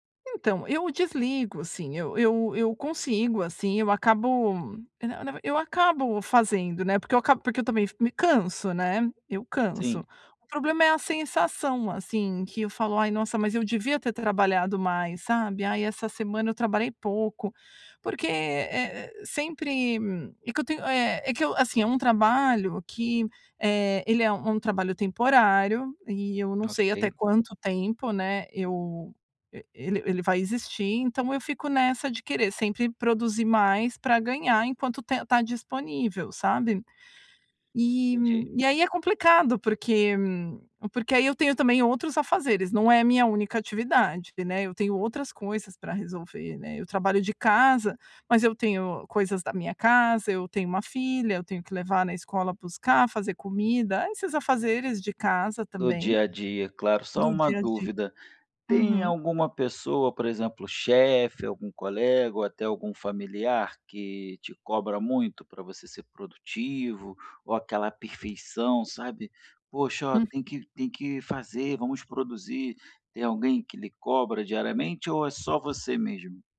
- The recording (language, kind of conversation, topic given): Portuguese, advice, Como posso descansar sem me sentir culpado por não estar sempre produtivo?
- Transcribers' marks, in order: none